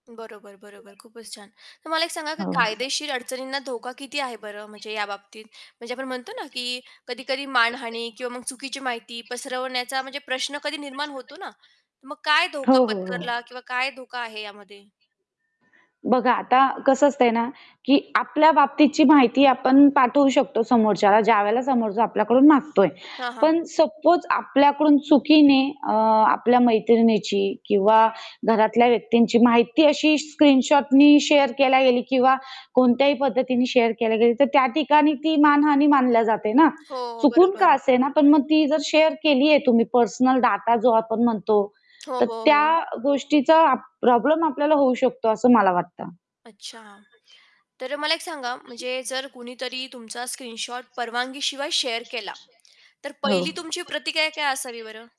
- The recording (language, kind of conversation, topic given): Marathi, podcast, स्क्रीनशॉट पाठवणे तुम्हाला योग्य वाटते का?
- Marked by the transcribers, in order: background speech; static; tapping; distorted speech; other background noise; in English: "सपोज"; in English: "शेअर"; in English: "शेअर"; in English: "शेअर"; other street noise; in English: "शेअर"